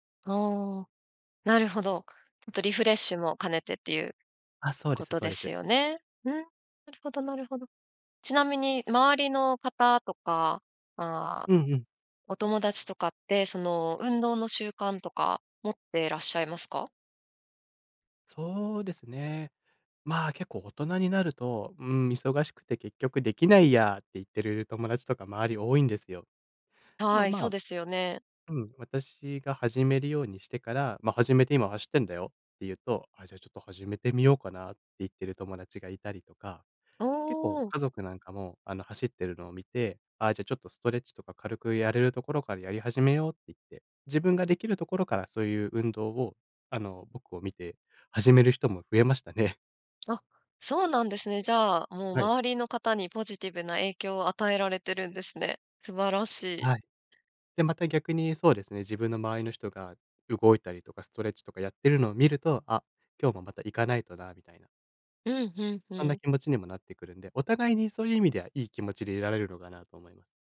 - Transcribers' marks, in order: none
- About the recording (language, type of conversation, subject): Japanese, podcast, 習慣を身につけるコツは何ですか？